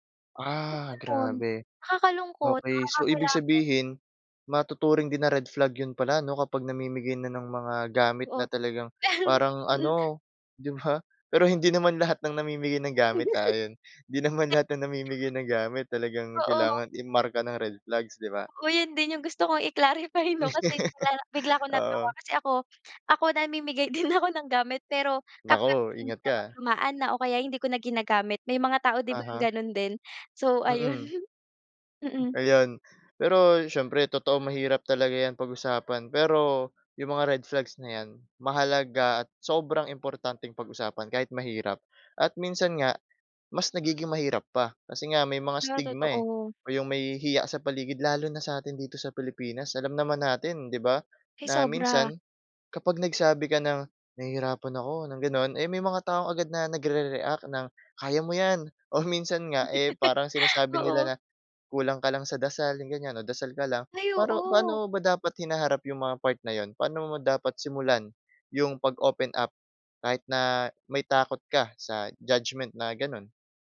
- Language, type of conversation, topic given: Filipino, podcast, Paano mo malalaman kung oras na para humingi ng tulong sa doktor o tagapayo?
- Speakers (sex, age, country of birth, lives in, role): female, 25-29, Philippines, Philippines, guest; male, 20-24, Philippines, Philippines, host
- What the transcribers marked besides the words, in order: chuckle; laughing while speaking: "kong i-clarify 'no, kasi"; laughing while speaking: "din ako"; laughing while speaking: "ayon"; in English: "stigma"; "Pero" said as "Paro"